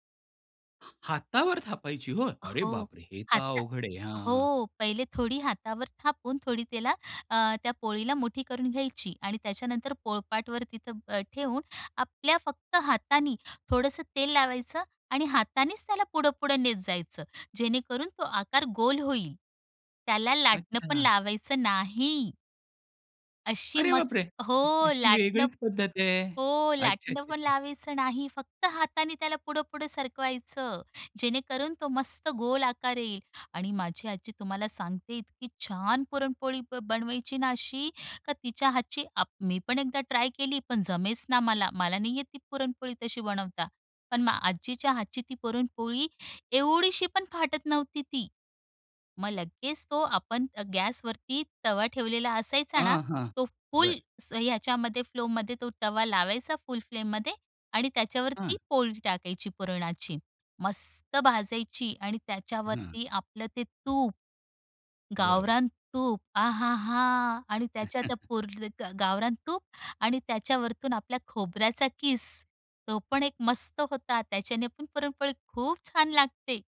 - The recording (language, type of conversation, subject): Marathi, podcast, तुम्हाला घरातले कोणते पारंपारिक पदार्थ आठवतात?
- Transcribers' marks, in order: surprised: "हातावर थापायची होय? अरे बापरे!"; tapping; stressed: "नाही"; surprised: "अरे बापरे!"; chuckle; in English: "ट्राय"; in English: "फुल"; in English: "फ्लोमध्ये"; in English: "फुल फ्लेममध्ये"; stressed: "मस्त"; anticipating: "आहाहा!"; chuckle